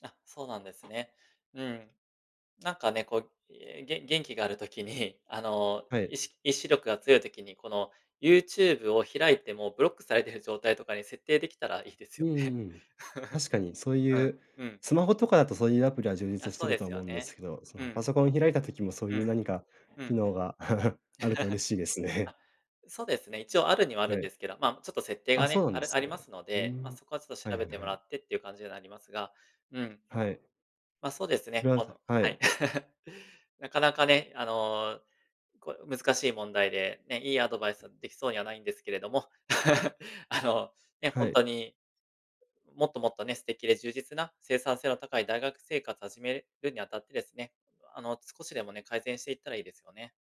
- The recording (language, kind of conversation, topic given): Japanese, advice, なぜ重要な集中作業を始められず、つい先延ばししてしまうのでしょうか？
- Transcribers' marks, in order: laugh; other background noise; laugh; unintelligible speech; laugh; laugh